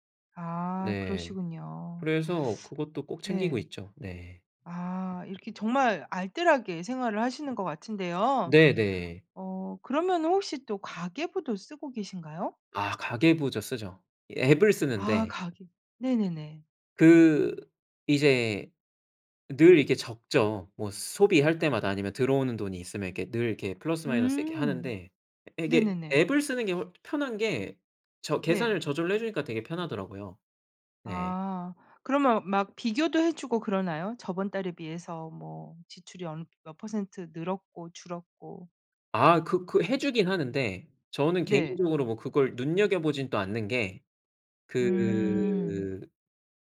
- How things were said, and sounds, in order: tapping; other background noise
- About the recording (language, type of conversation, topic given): Korean, podcast, 생활비를 절약하는 습관에는 어떤 것들이 있나요?